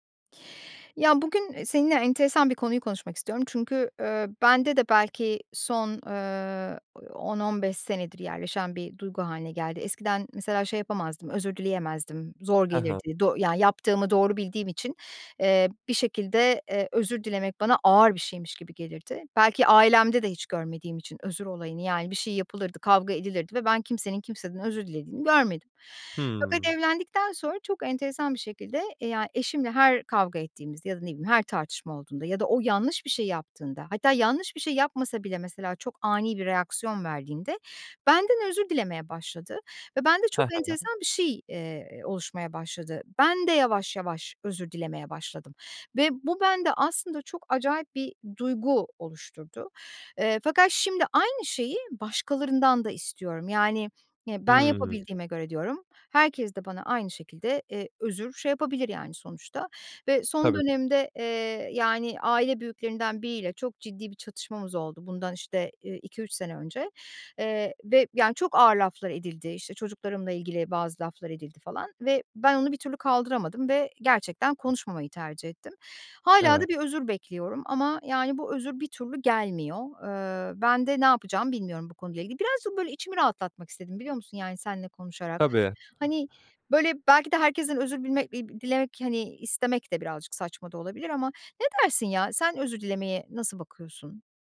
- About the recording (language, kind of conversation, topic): Turkish, advice, Samimi bir şekilde nasıl özür dileyebilirim?
- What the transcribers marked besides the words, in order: other background noise